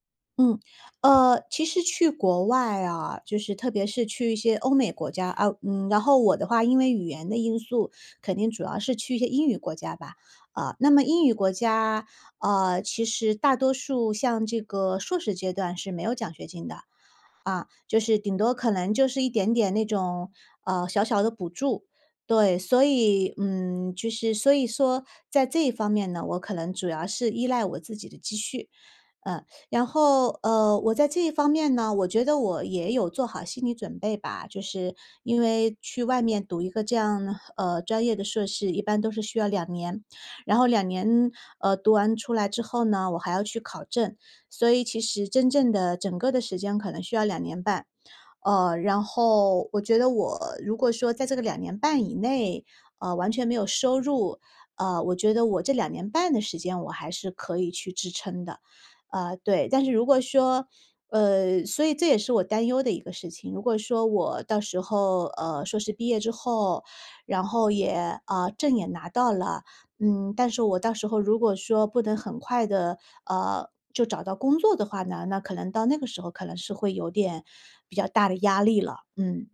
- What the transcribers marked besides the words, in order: other background noise
- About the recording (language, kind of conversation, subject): Chinese, advice, 我该选择回学校继续深造，还是继续工作？